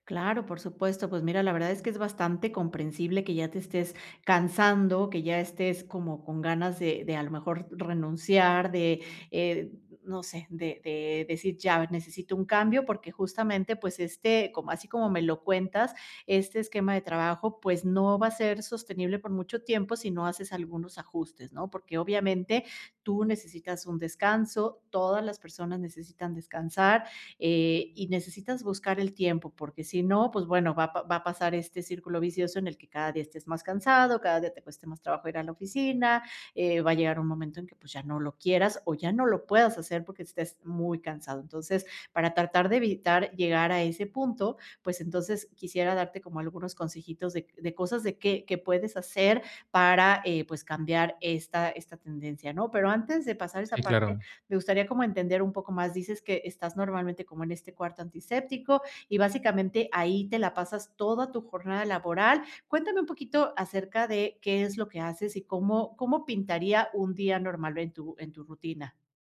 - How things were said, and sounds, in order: none
- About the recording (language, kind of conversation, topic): Spanish, advice, ¿Cómo puedo organizar bloques de trabajo y descansos para mantenerme concentrado todo el día?